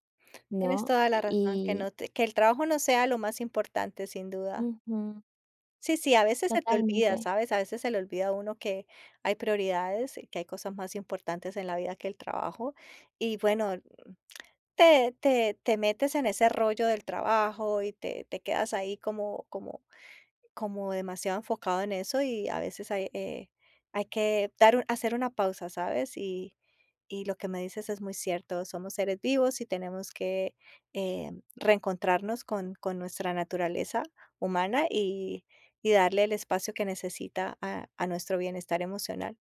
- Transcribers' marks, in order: none
- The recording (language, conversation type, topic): Spanish, advice, ¿De qué manera has vivido el agotamiento por exceso de trabajo?